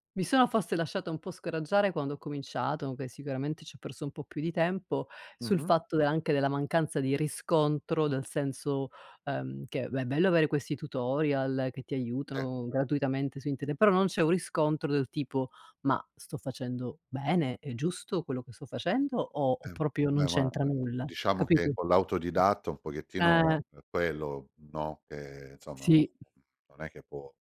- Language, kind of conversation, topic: Italian, advice, In che modo il perfezionismo blocca i tuoi tentativi creativi?
- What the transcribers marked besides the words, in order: "proprio" said as "propio"; other noise